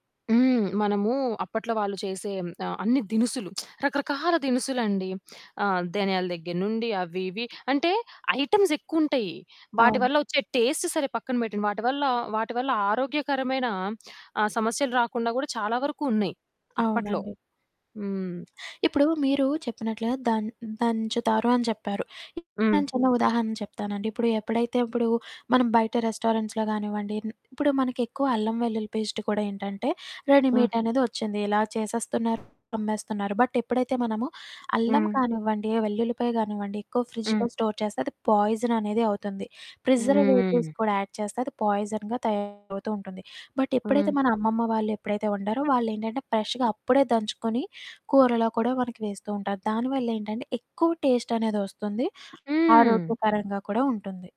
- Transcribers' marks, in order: lip smack; in English: "ఐటెమ్స్"; other background noise; distorted speech; in English: "టేస్ట్"; in English: "రెస్టారెంట్స్‌లో"; other street noise; in English: "బట్"; in English: "స్టోర్"; in English: "ప్రిజర్వేటివ్స్"; in English: "యాడ్"; in English: "పాయిజన్‌గా"; in English: "బట్"; in English: "ఫ్రెష్‌గా"
- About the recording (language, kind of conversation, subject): Telugu, podcast, పాత కుటుంబ వంటకాలను కొత్త ప్రయోగాలతో మీరు ఎలా మేళవిస్తారు?